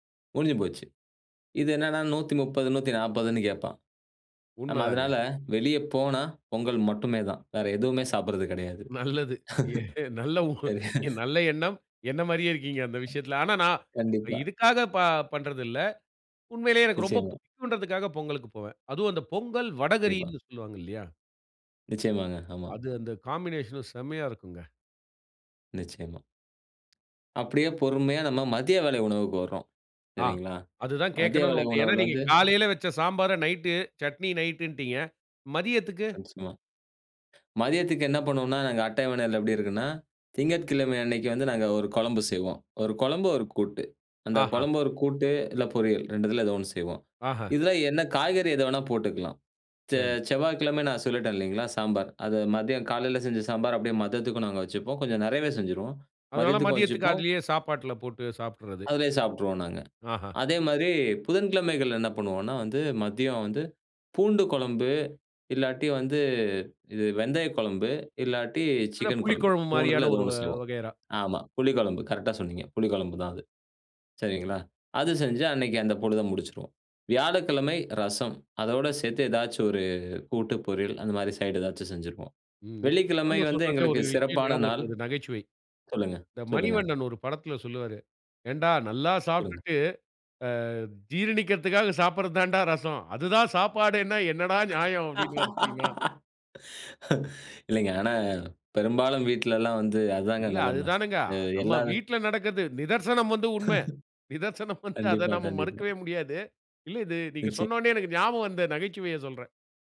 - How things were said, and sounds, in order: laughing while speaking: "நல்லது. ஏ நல்ல உ நல்ல எண்ணம்"; laugh; tapping; unintelligible speech; in English: "காம்பினேஷன்ல"; in English: "ஒன்ஸ் மோர்"; in English: "சைட்"; unintelligible speech; laugh; chuckle; laughing while speaking: "நிதர்சனம் வந்து"
- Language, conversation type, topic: Tamil, podcast, உணவின் வாசனை உங்கள் உணர்வுகளை எப்படித் தூண்டுகிறது?